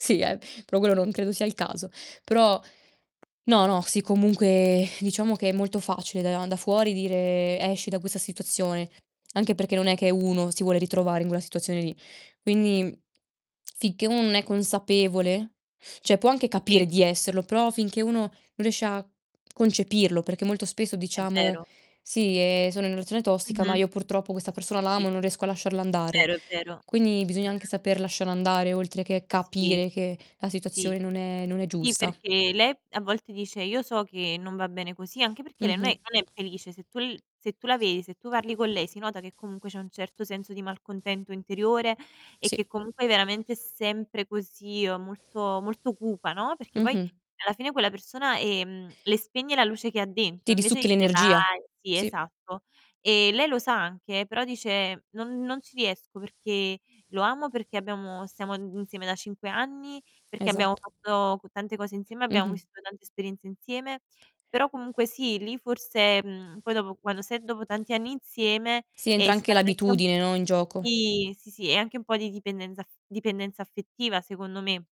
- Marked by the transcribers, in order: distorted speech; tapping; exhale; "quella" said as "guella"; "cioè" said as "ceh"; static; background speech
- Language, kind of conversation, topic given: Italian, unstructured, Come fai a capire se una relazione è tossica?